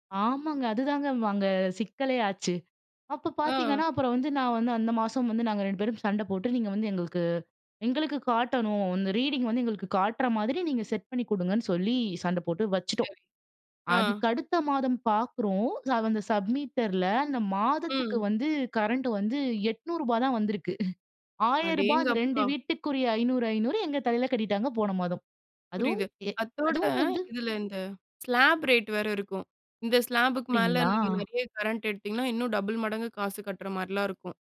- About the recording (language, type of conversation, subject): Tamil, podcast, உங்கள் குடும்பம் குடியேறி வந்த கதையைப் பற்றி சொல்றீர்களா?
- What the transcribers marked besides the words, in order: in English: "ரீடிங்"; in English: "செட்"; in English: "சப்"; in English: "ஸ்லாப் ரேட்"; in English: "ஸ்லாபுக்கு"; other background noise; in English: "டபுள்"